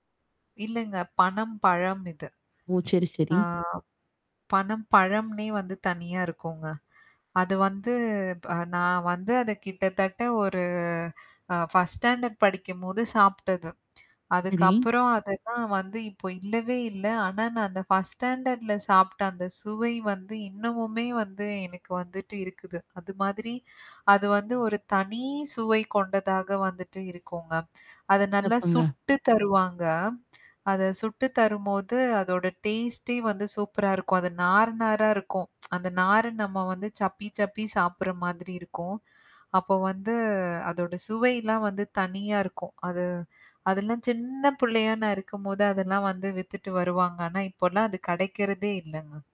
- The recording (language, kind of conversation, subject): Tamil, podcast, ஒரு சுவை உங்களை உங்கள் குழந்தைப் பருவத்துக்கு மீண்டும் அழைத்துச் செல்லுமா?
- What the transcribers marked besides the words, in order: static; distorted speech; in English: "ஃபர்ஸ்ட் ஸ்டாண்டர்ட்"; lip smack; in English: "ஃபர்ஸ்ட் ஸ்டாண்டர்ட்ல"; drawn out: "தனி"; stressed: "தனி"; lip smack; in English: "டேஸ்ட்டே"; tsk; stressed: "சின்ன"